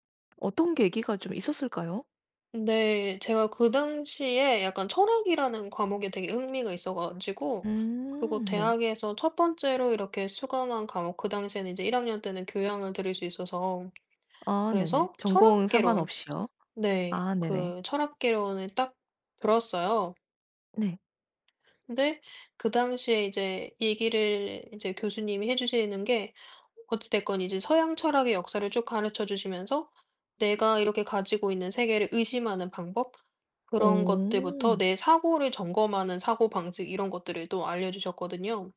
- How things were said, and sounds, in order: other background noise
- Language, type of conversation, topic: Korean, podcast, 자신의 공부 습관을 완전히 바꾸게 된 계기가 있으신가요?